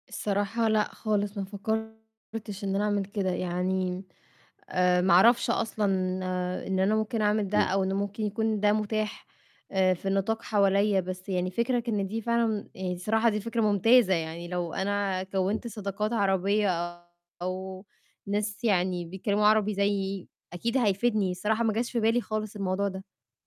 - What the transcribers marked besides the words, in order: distorted speech
- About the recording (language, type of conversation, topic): Arabic, advice, إزاي أحافظ على صحتي الجسدية والنفسية وأنا بتأقلم بعد ما انتقلت لبلد جديد؟
- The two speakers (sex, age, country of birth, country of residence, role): female, 25-29, Egypt, Egypt, user; male, 30-34, Egypt, Portugal, advisor